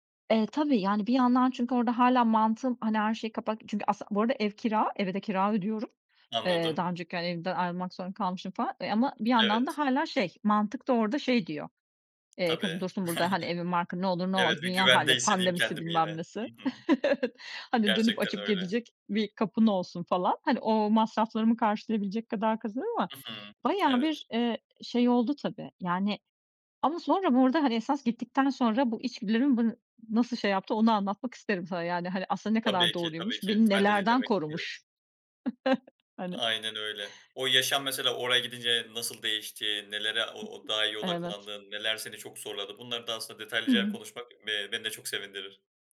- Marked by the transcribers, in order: other background noise; tapping; chuckle; laughing while speaking: "Evet"; chuckle
- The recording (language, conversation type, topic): Turkish, podcast, İçgüdülerine güvenerek aldığın en büyük kararı anlatır mısın?